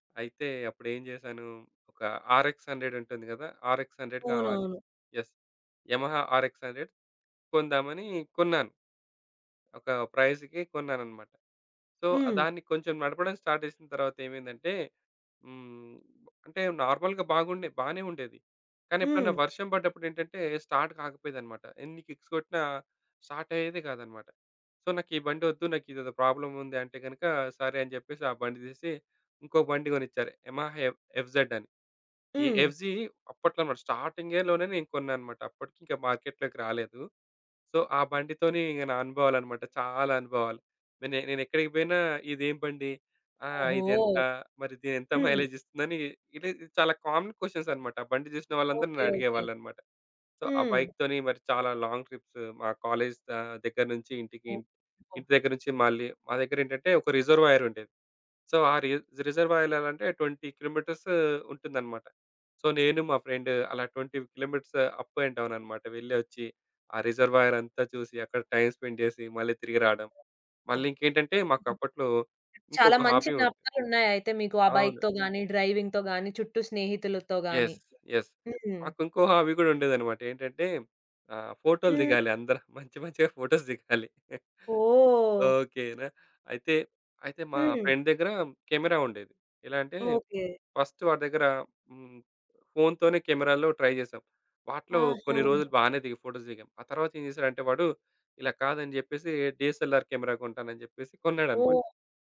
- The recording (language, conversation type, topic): Telugu, podcast, మీరు ఎక్కువ సమయం కేటాయించే హాబీ ఏది?
- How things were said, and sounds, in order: in English: "ఆరెక్స్ హండ్రెడ్"; in English: "ఆరెక్స్ హండ్రెడ్"; in English: "యెస్. యమహా ఆరెక్స్ హండ్రెడ్"; in English: "ప్రైజ్‌కి"; in English: "సో"; in English: "స్టార్ట్"; other background noise; in English: "నార్మల్‌గా"; in English: "స్టార్ట్"; in English: "కిక్స్"; in English: "సో"; tapping; in English: "యమహా ఎఫ్ ఎఫ్‌జెడ్"; in English: "ఎఫ్‌జీ"; in English: "స్టార్టింగ్‌లోనే"; in English: "మార్కెట్‌లోకి"; in English: "సో"; in English: "మైలేజ్"; in English: "కామన్"; in English: "సో"; in English: "బైక్ తోని"; in English: "లాంగ్ ట్రిప్స్"; in English: "సో"; in English: "రి రిజర్వాయర్"; in English: "ట్వెంటీ కిలోమీటర్స్"; in English: "సో"; in English: "ట్వెంటీ కిలోమీటర్స్ అప్ అండ్"; in English: "టైమ్ స్పెండ్"; in English: "బైక్‌తో"; in English: "హాబీ"; in English: "డ్రైవింగ్‌తో"; in English: "యెస్, యెస్"; in English: "హాబీ"; laughing while speaking: "అందరం. మంచి మంచిగా ఫోటోస్ దిగాలి"; in English: "ఫ్రెండ్"; in English: "ట్రై"; in English: "ఫోటోస్"; in English: "డీఎస్ఎల్ఆర్ కెమెరా"